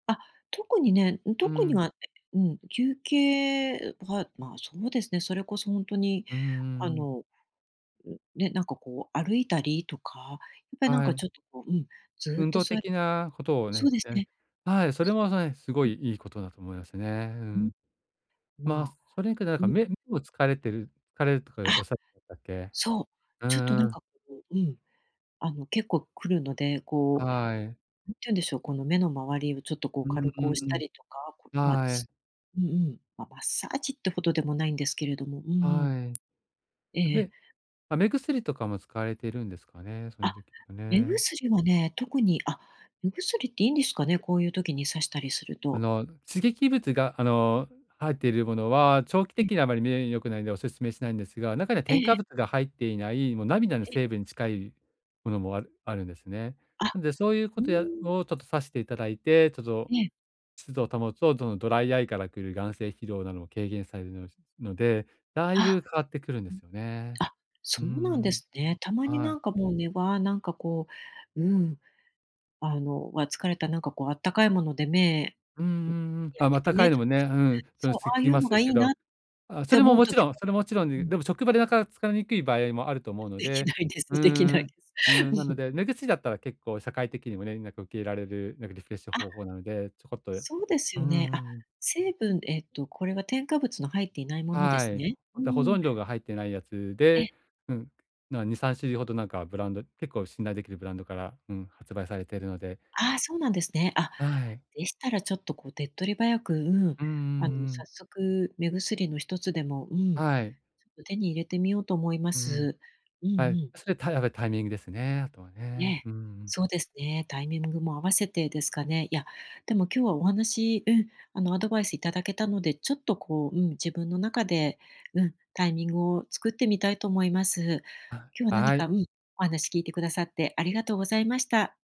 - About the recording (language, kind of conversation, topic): Japanese, advice, 短い休憩で生産性を上げるにはどうすればよいですか？
- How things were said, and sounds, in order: other background noise; unintelligible speech; laughing while speaking: "できないです。できない"